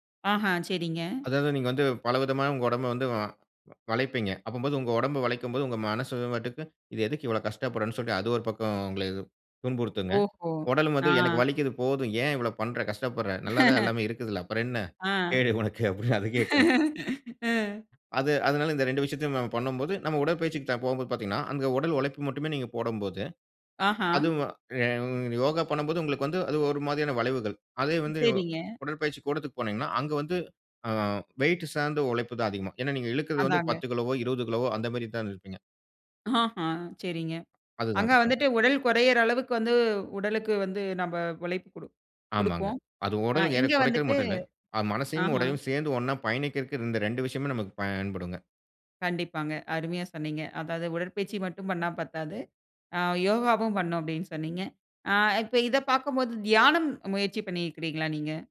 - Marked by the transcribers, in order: laughing while speaking: "அ"; laughing while speaking: "கேடு உனக்கு அப்டின்னு அது கேக்குங்க"; other background noise; in English: "வெயிட்டு"
- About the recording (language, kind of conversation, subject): Tamil, podcast, பணி நேரமும் தனிப்பட்ட நேரமும் பாதிக்காமல், எப்போதும் அணுகக்கூடியவராக இருக்க வேண்டிய எதிர்பார்ப்பை எப்படி சமநிலைப்படுத்தலாம்?